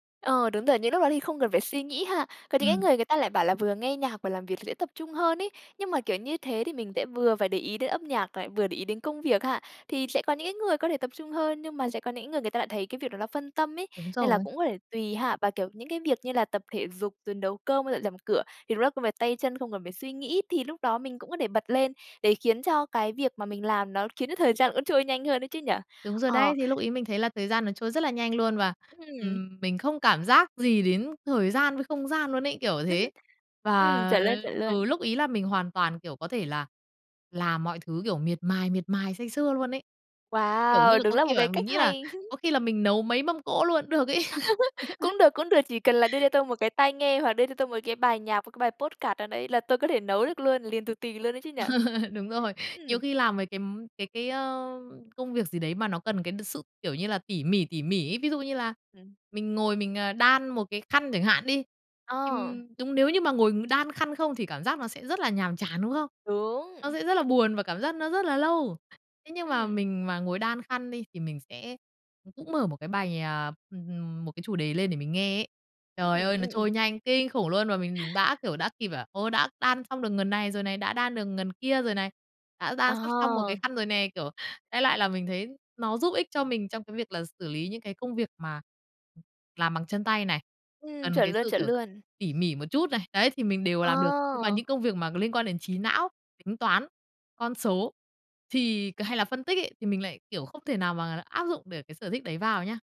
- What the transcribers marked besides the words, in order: tapping; chuckle; chuckle; laughing while speaking: "ấy"; laugh; in English: "podcast"; laugh
- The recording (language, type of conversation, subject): Vietnamese, podcast, Bạn làm gì để dễ vào trạng thái tập trung cao độ khi theo đuổi sở thích?